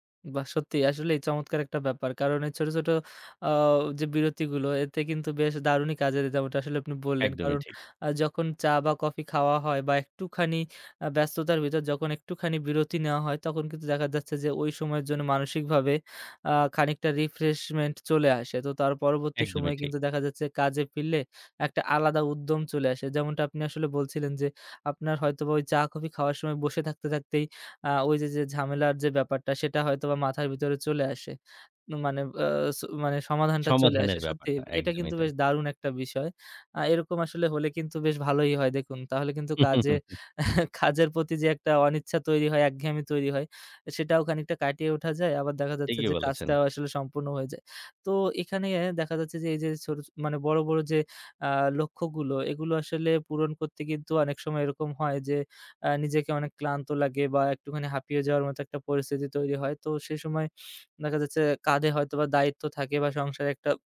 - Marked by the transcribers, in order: chuckle; snort
- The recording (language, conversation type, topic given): Bengali, podcast, ছোট ছোট পদক্ষেপ নিয়ে কীভাবে বড় লক্ষ্যকে আরও কাছে আনতে পারি?
- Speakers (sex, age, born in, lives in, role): male, 25-29, Bangladesh, Bangladesh, host; male, 30-34, Bangladesh, Bangladesh, guest